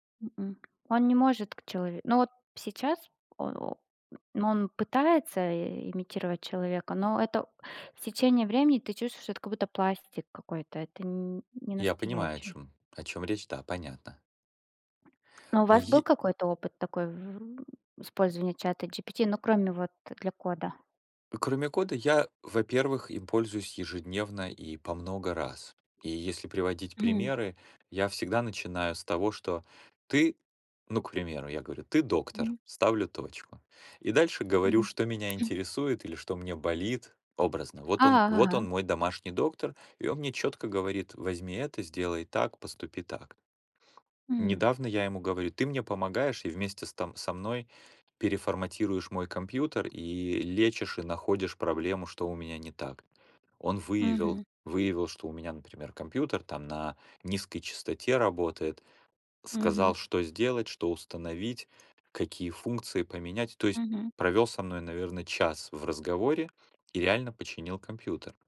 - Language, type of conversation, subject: Russian, unstructured, Что нового в технологиях тебя больше всего радует?
- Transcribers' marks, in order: tapping